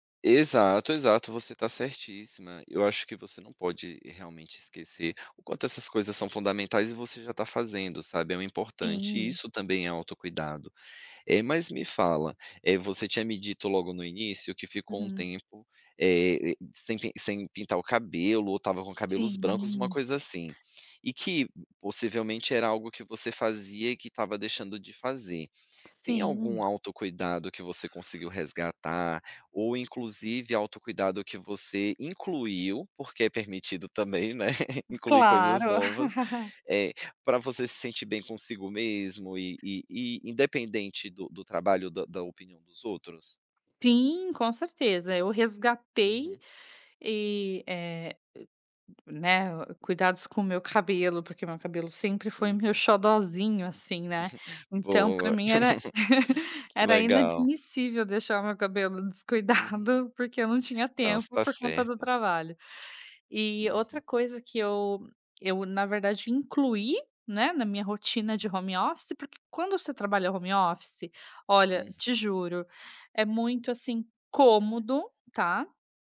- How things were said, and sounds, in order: tapping; laugh; chuckle; laugh
- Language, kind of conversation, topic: Portuguese, podcast, Como você equilibra trabalho e autocuidado?